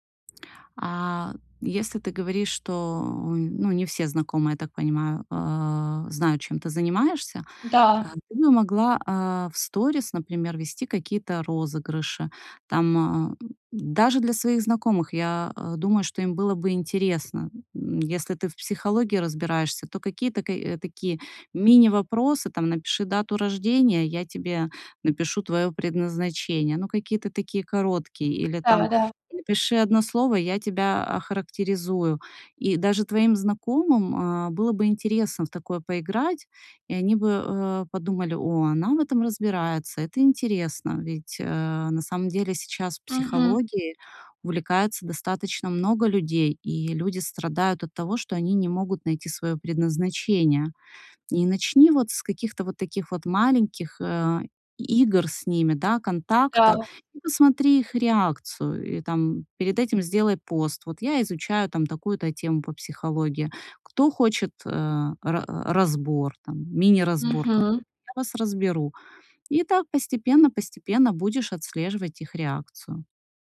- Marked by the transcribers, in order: other background noise
- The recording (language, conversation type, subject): Russian, advice, Что делать, если из-за перфекционизма я чувствую себя ничтожным, когда делаю что-то не идеально?